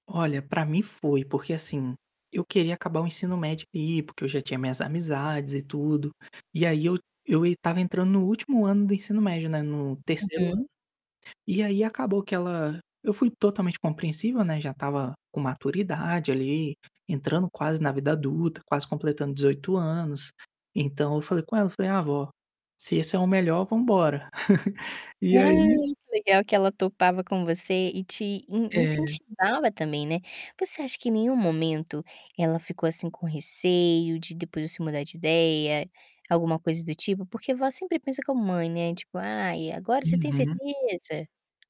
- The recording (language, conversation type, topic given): Portuguese, podcast, Como o seu gosto musical mudou ao longo da vida?
- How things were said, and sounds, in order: static; distorted speech; chuckle; other background noise; tapping